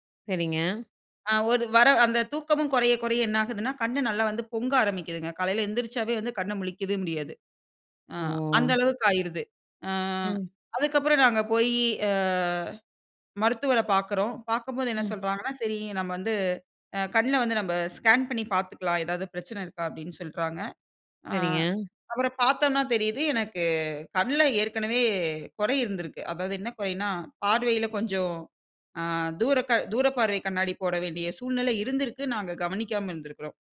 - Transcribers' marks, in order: none
- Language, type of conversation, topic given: Tamil, podcast, நீங்கள் தினசரி திரை நேரத்தை எப்படிக் கட்டுப்படுத்திக் கொள்கிறீர்கள்?